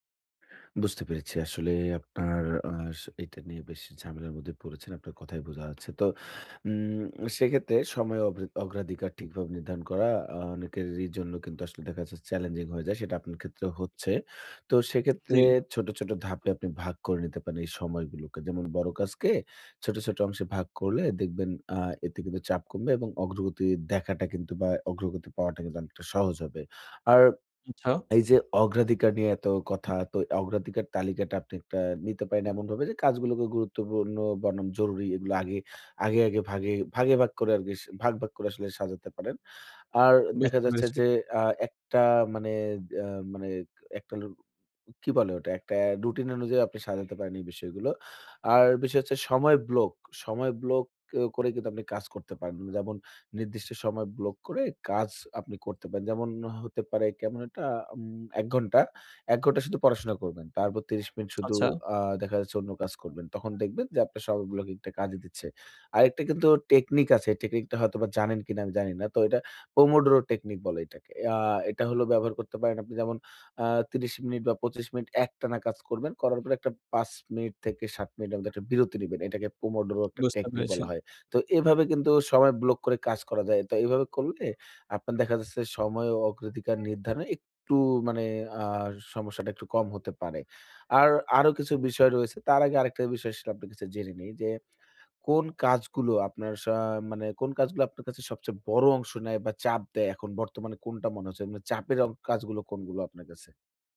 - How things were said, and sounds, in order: tapping; other background noise; horn; "ব্লক" said as "ব্লোক"; "ব্লক" said as "ব্লোক"; "ব্লক" said as "ব্লোক"
- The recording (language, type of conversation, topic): Bengali, advice, সময় ও অগ্রাধিকার নির্ধারণে সমস্যা